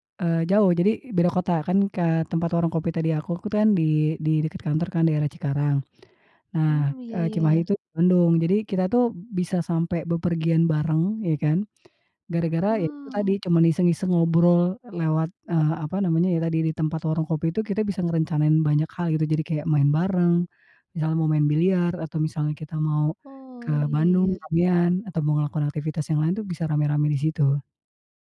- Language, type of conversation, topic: Indonesian, podcast, Apa trikmu agar hal-hal sederhana terasa berkesan?
- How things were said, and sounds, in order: "kan" said as "ku tan"